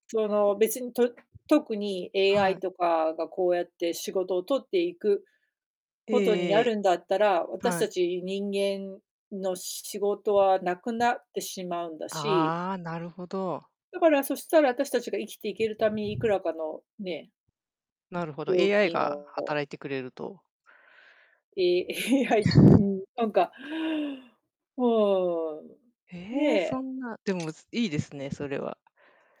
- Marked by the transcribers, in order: unintelligible speech; distorted speech; alarm; tapping
- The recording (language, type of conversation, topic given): Japanese, unstructured, 10年後、あなたはどんな暮らしをしていると思いますか？